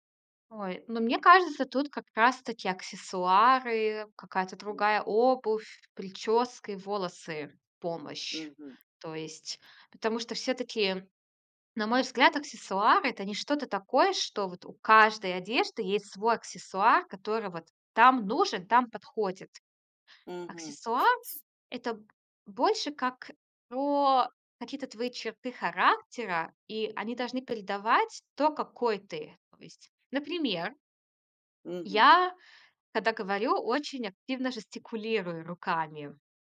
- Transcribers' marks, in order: tapping; other background noise
- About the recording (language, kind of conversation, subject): Russian, podcast, Как выбирать одежду, чтобы она повышала самооценку?